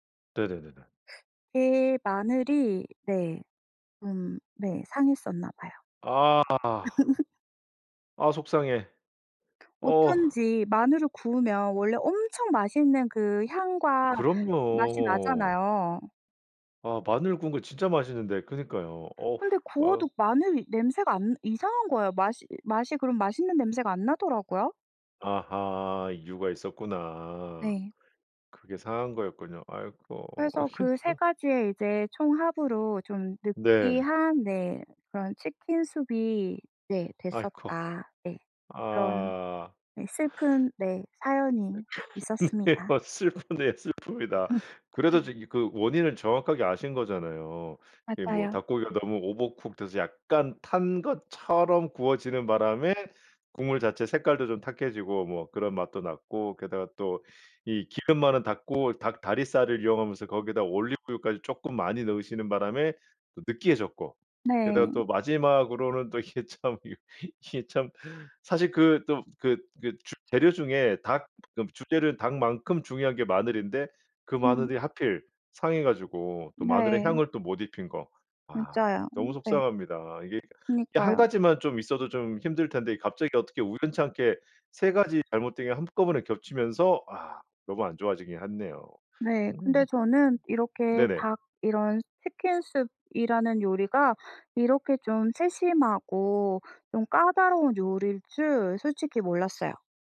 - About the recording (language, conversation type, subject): Korean, podcast, 실패한 요리 경험을 하나 들려주실 수 있나요?
- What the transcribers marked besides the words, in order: teeth sucking; other background noise; laugh; unintelligible speech; put-on voice: "수프"; laugh; laughing while speaking: "네. 막 슬프네요. 슬픕니다"; laugh; in English: "오버쿡"; laughing while speaking: "이게, 참 이게, 이게 참"; put-on voice: "수프"